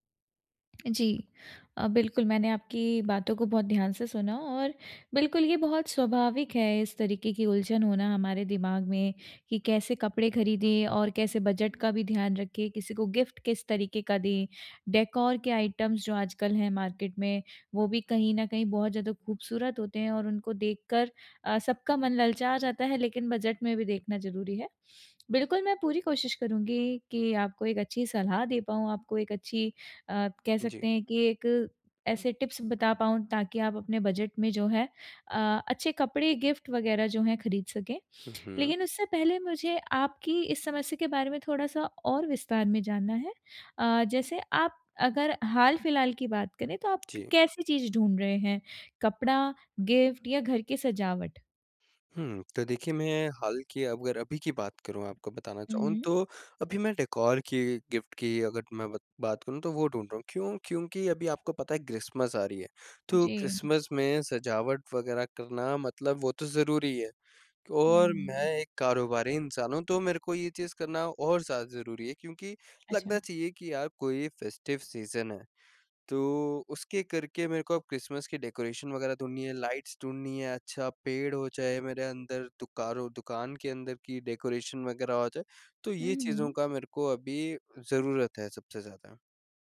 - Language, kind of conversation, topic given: Hindi, advice, कम बजट में खूबसूरत कपड़े, उपहार और घर की सजावट की चीजें कैसे ढूंढ़ूँ?
- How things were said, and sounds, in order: tapping; in English: "गिफ्ट"; in English: "डेकोर"; in English: "आइटम्स"; in English: "मार्केट"; in English: "टिप्स"; in English: "गिफ्ट"; in English: "गिफ्ट"; in English: "डेकोर"; in English: "गिफ्ट"; in English: "फेस्टिव सीज़न"; in English: "डेकोरेशन"; in English: "लाइट्स"; in English: "डेकोरेशन"